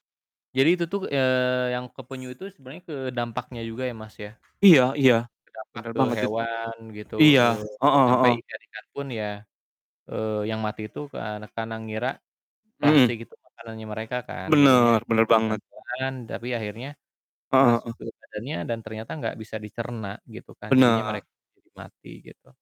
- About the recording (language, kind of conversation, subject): Indonesian, unstructured, Apa pendapatmu tentang sampah plastik di laut saat ini?
- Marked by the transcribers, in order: other background noise; tapping; distorted speech; static